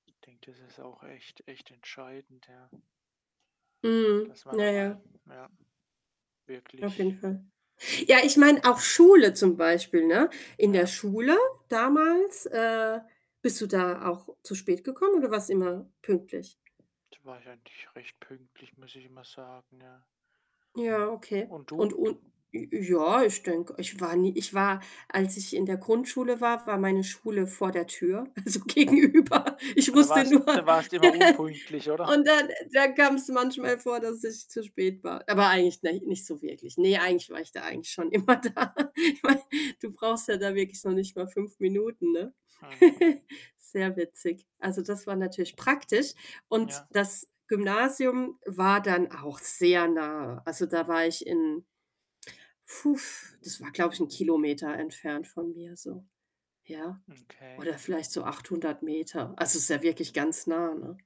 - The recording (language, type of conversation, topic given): German, unstructured, Wie stehst du zu Menschen, die ständig zu spät kommen?
- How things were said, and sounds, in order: other background noise; static; laughing while speaking: "also gegenüber. Ich musste nur und dann"; chuckle; laughing while speaking: "schon immer da. Ich meine"; chuckle; other noise; tapping